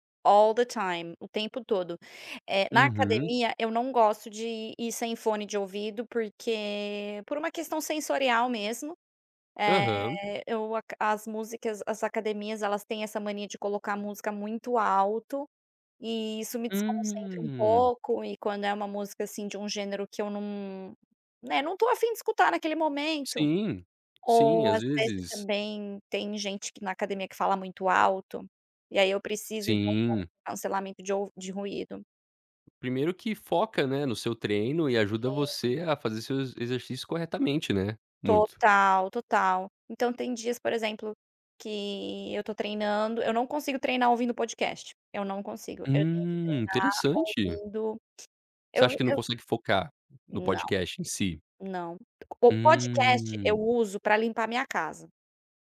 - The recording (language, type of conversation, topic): Portuguese, podcast, Como a internet mudou a forma de descobrir música?
- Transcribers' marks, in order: in English: "All the time"; tapping